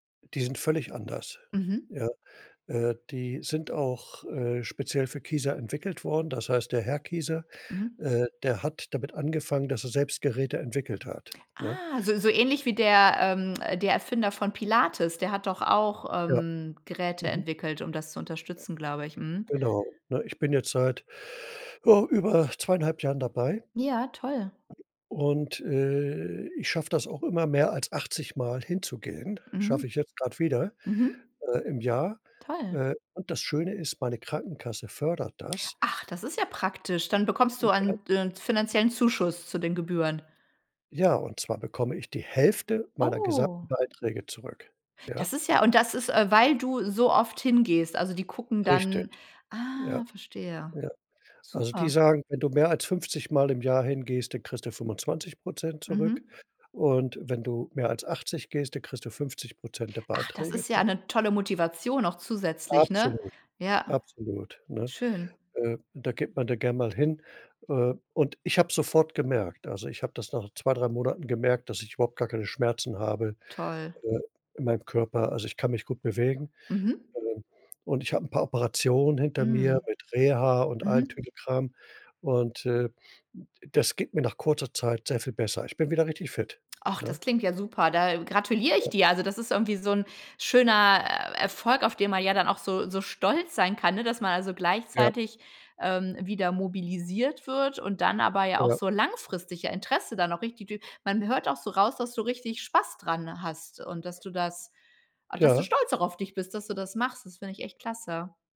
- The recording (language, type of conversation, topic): German, podcast, Wie trainierst du, wenn du nur 20 Minuten Zeit hast?
- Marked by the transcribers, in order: other background noise